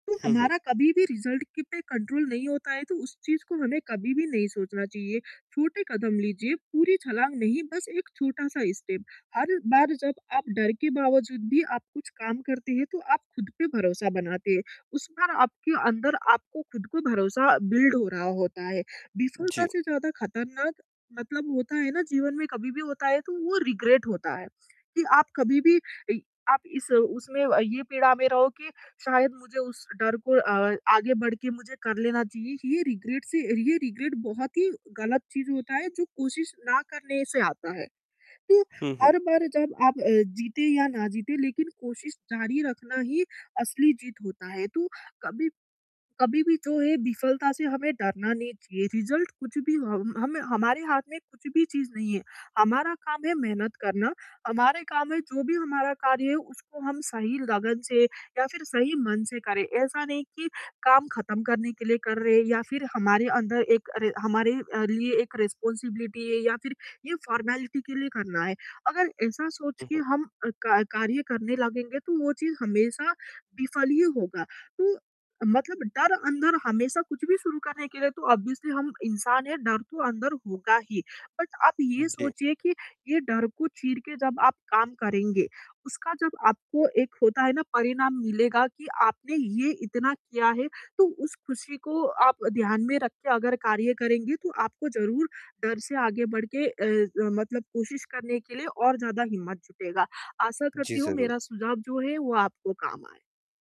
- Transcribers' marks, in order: other background noise; static; in English: "रिज़ल्ट"; in English: "कंट्रोल"; in English: "स्टेप"; in English: "बिल्ड"; tapping; in English: "रिग्रेट"; in English: "रिग्रेट"; in English: "रिग्रेट"; in English: "रिज़ल्ट"; in English: "रिस्पॉन्सिबिलिटी"; in English: "फॉर्मेलिटी"; in English: "ऑब्वियसली"; in English: "बट"
- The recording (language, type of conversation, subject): Hindi, advice, मैं विफलता के डर के बावजूद प्रयास कैसे जारी रखूँ?